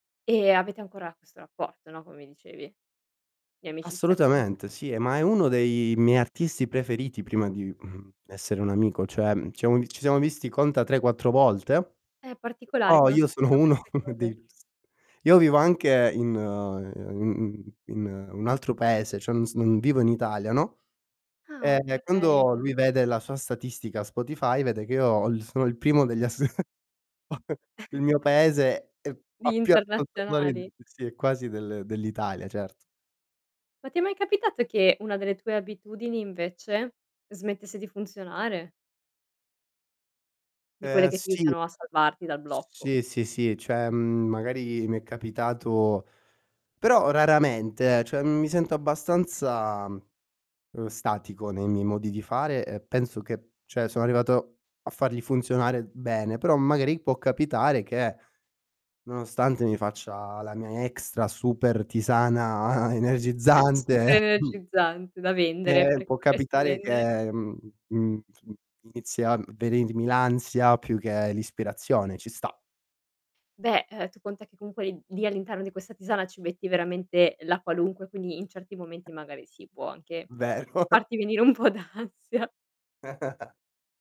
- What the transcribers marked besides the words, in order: distorted speech; chuckle; chuckle; "cioè" said as "ceh"; "cioè" said as "ceh"; "cioè" said as "ceh"; laughing while speaking: "energizzante"; chuckle; tapping; laughing while speaking: "Vero"; laughing while speaking: "farti venire un po' d'ansia"; chuckle
- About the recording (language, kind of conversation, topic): Italian, podcast, Hai qualche rito o abitudine che ti aiuta a superare il blocco creativo?